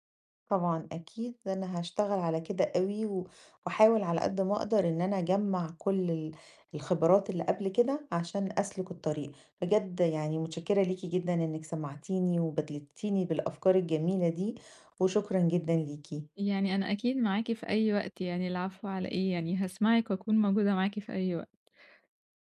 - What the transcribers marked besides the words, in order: tapping
- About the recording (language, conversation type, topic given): Arabic, advice, إزاي أعرف العقبات المحتملة بدري قبل ما أبدأ مشروعي؟